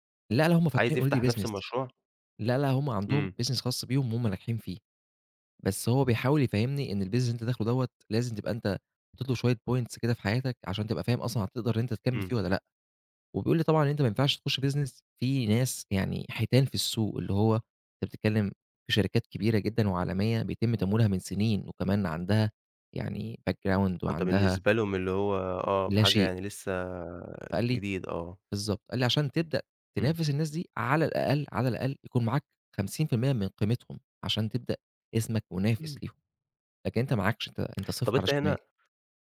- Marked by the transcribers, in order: in English: "already business"; in English: "business"; tapping; in English: "الbusiness"; in English: "points"; in English: "business"; in English: "background"
- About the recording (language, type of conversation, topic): Arabic, advice, إزاي أقدر أتخطّى إحساس العجز عن إني أبدأ مشروع إبداعي رغم إني متحمّس وعندي رغبة؟